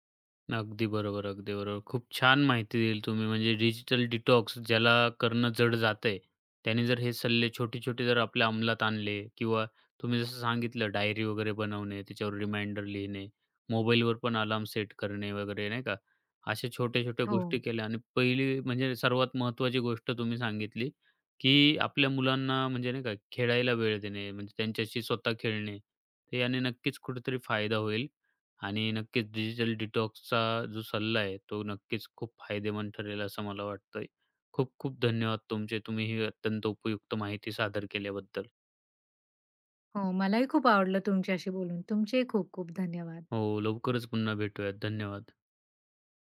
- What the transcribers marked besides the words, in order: in English: "डिजिटल डिटॉक्स"; in English: "रिमाइंडर"; in English: "डिजिटल डिटॉक्सचा"
- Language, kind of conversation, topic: Marathi, podcast, डिजिटल डिटॉक्स कसा सुरू करावा?